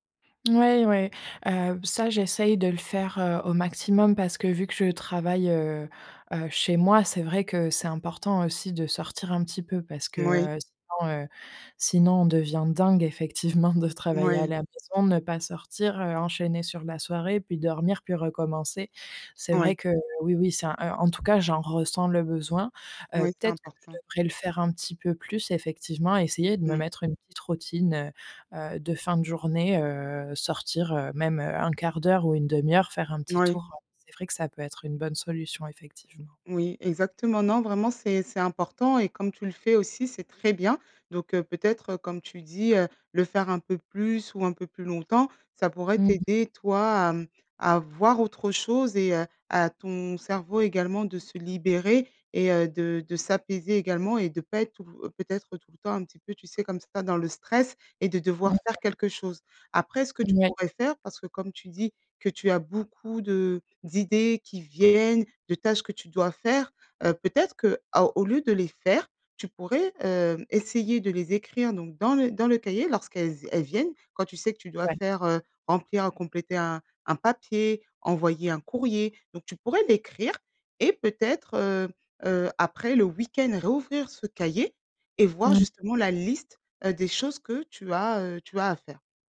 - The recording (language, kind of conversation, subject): French, advice, Quelles sont vos distractions les plus fréquentes et comment vous autosabotez-vous dans vos habitudes quotidiennes ?
- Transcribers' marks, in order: other background noise; tapping; stressed: "week-end"; stressed: "liste"